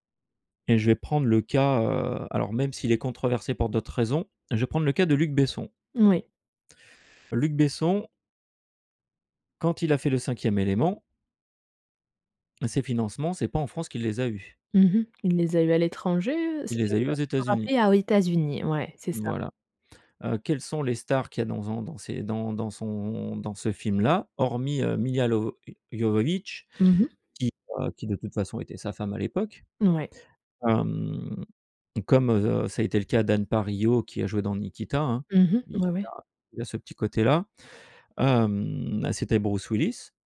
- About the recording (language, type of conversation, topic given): French, podcast, Comment le streaming a-t-il transformé le cinéma et la télévision ?
- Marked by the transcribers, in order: none